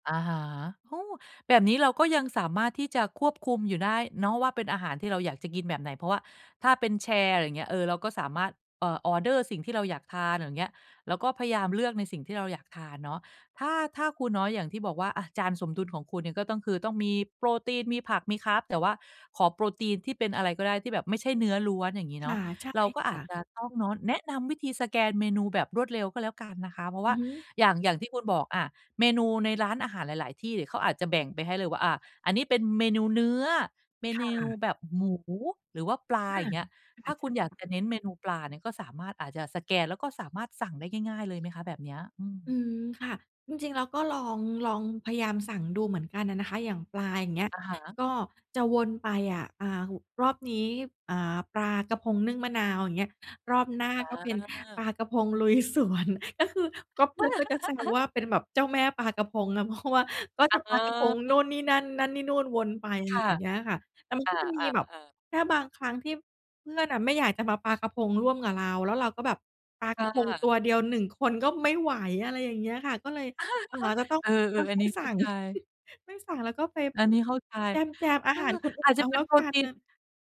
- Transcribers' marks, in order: other background noise; chuckle; chuckle; chuckle
- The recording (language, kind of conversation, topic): Thai, advice, จะเลือกเมนูที่สมดุลเมื่อต้องกินข้างนอกอย่างไรให้มั่นใจ?